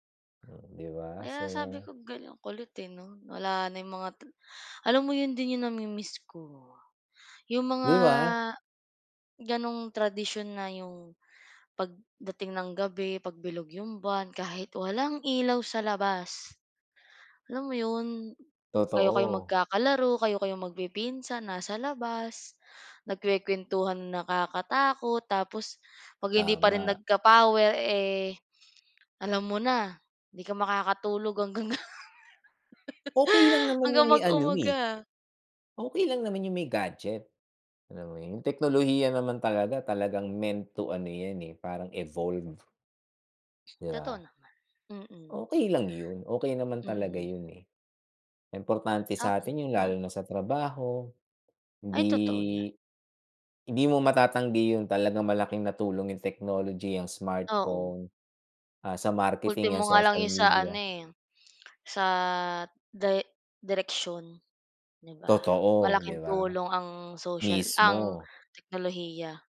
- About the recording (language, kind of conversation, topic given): Filipino, unstructured, Ano ang masasabi mo tungkol sa unti-unting pagkawala ng mga tradisyon dahil sa makabagong teknolohiya?
- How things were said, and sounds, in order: laugh